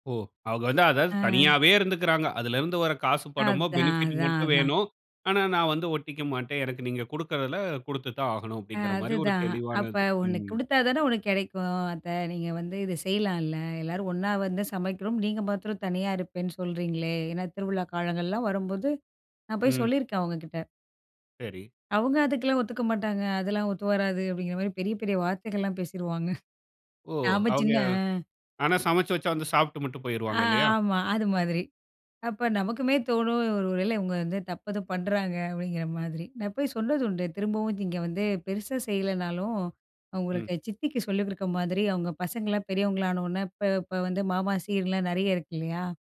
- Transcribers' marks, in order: in English: "பெனிபிட்"; chuckle; other background noise
- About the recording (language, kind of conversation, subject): Tamil, podcast, குடும்பப் பொறுப்புகள் காரணமாக ஏற்படும் மோதல்களை எப்படிச் சமாளித்து சரிசெய்யலாம்?